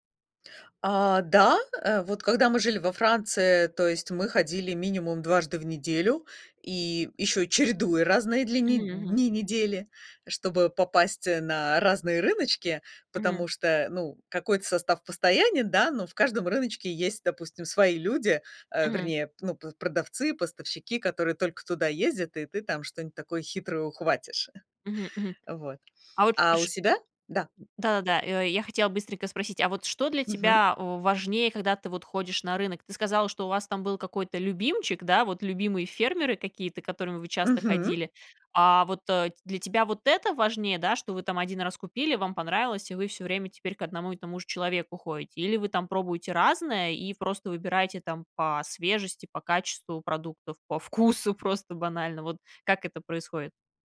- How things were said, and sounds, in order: tapping; chuckle; laughing while speaking: "по вкусу"
- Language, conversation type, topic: Russian, podcast, Пользуетесь ли вы фермерскими рынками и что вы в них цените?